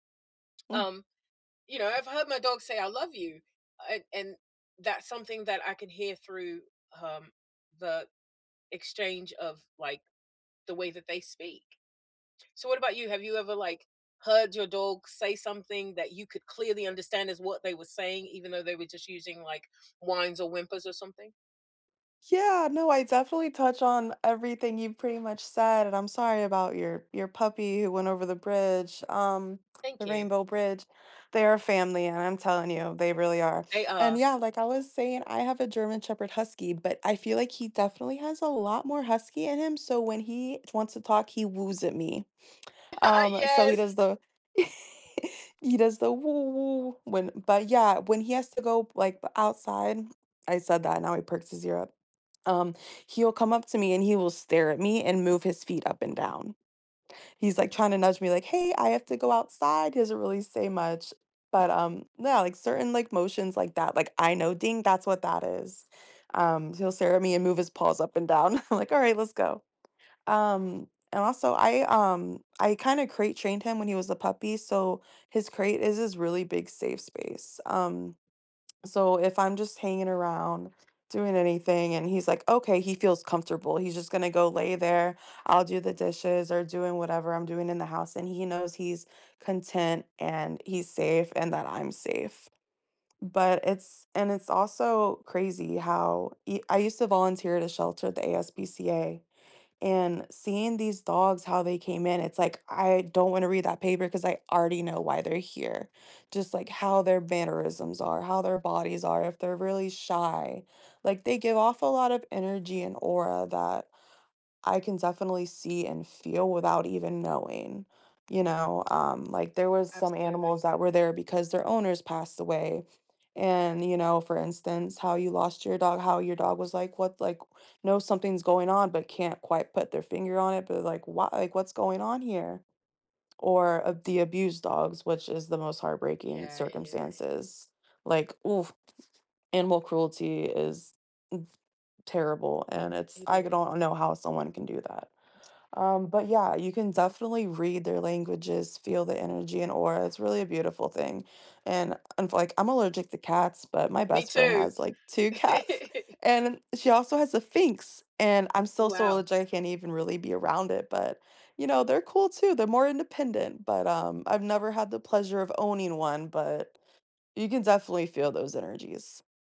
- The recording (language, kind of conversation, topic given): English, unstructured, How do animals communicate without words?
- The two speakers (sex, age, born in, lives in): female, 30-34, United States, United States; female, 50-54, United States, United States
- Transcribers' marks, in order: other background noise; laugh; chuckle; laughing while speaking: "I'm like"; chuckle